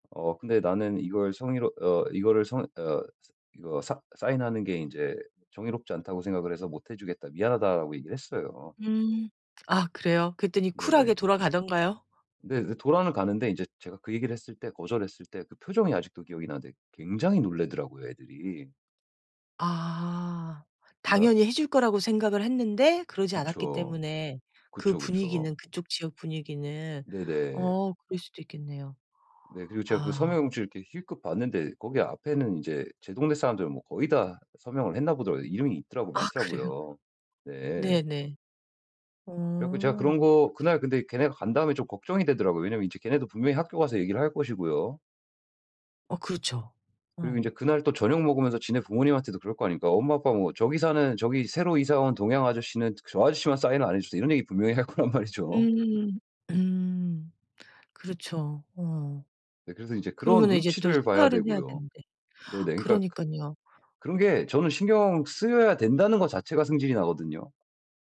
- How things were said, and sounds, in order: other background noise; laughing while speaking: "아 그래요?"; laughing while speaking: "거란"
- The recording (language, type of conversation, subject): Korean, advice, 타인의 시선 때문에 하고 싶은 일을 못 하겠을 때 어떻게 해야 하나요?